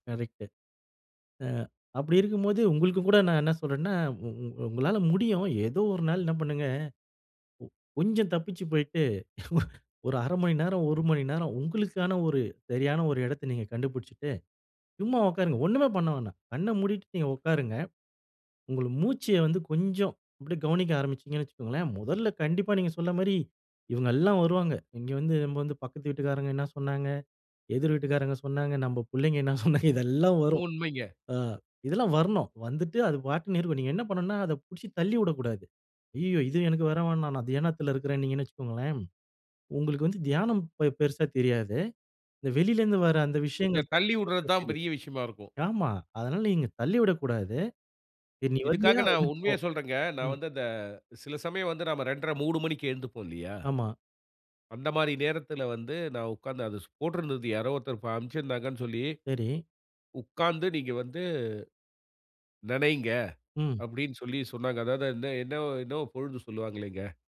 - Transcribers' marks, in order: chuckle; other background noise; laughing while speaking: "என்ன சொன்னாங்க இதெல்லாம் வரும். அ"
- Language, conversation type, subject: Tamil, podcast, அழுத்தம் அதிகமான நாளை நீங்கள் எப்படிச் சமாளிக்கிறீர்கள்?